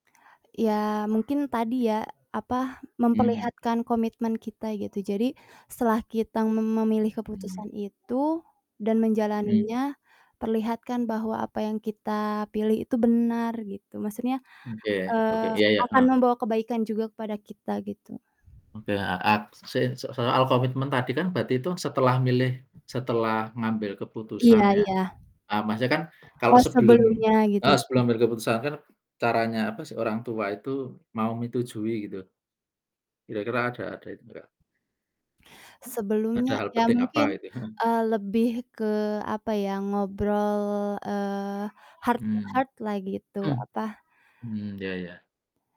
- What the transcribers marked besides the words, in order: other background noise; tapping; in English: "heart to heart"
- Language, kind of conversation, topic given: Indonesian, unstructured, Bagaimana kamu meyakinkan keluarga agar menerima keputusanmu?